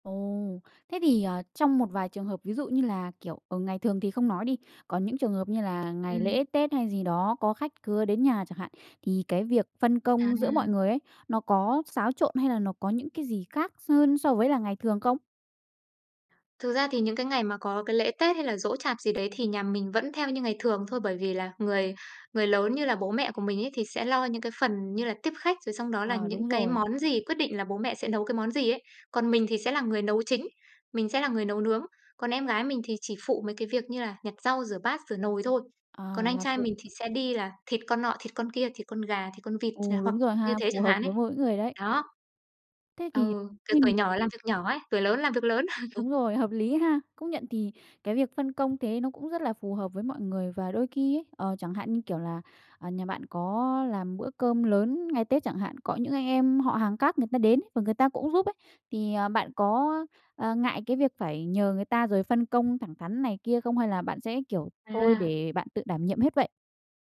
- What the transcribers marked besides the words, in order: tapping; "hơn" said as "xơn"; other background noise; unintelligible speech; chuckle
- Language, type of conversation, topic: Vietnamese, podcast, Bạn và người thân chia việc nhà ra sao?